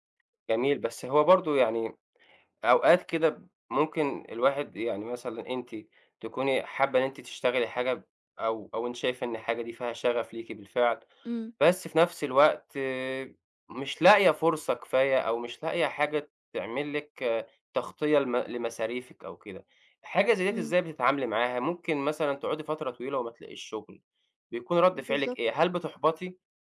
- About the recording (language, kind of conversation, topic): Arabic, podcast, إزاي بتختار بين شغل بتحبه وبيكسبك، وبين شغل مضمون وآمن؟
- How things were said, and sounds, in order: other background noise; tapping